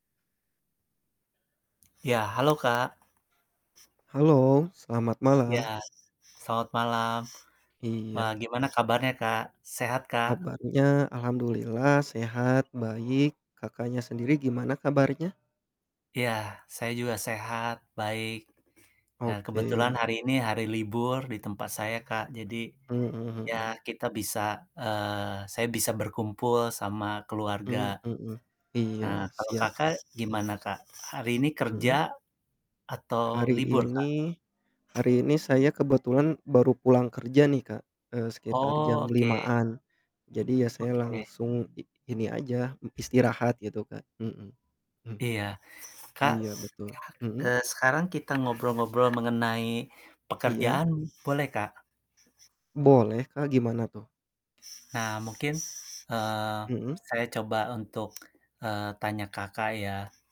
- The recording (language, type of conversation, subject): Indonesian, unstructured, Bagaimana kamu memastikan semua pihak merasa diuntungkan setelah negosiasi?
- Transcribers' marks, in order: static; other background noise; tapping; mechanical hum; distorted speech; chuckle